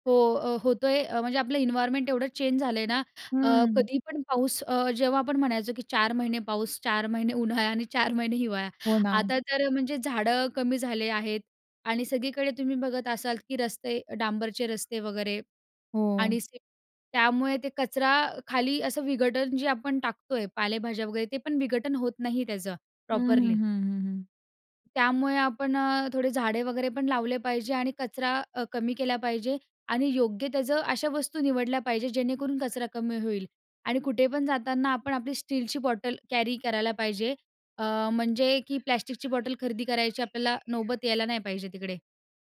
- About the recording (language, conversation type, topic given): Marathi, podcast, कचरा कमी करण्यासाठी कोणते उपाय सर्वाधिक प्रभावी ठरतात?
- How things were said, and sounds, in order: in English: "इन्वायरनमेंट"; in English: "प्रॉपरली"; in English: "कॅरी"; other background noise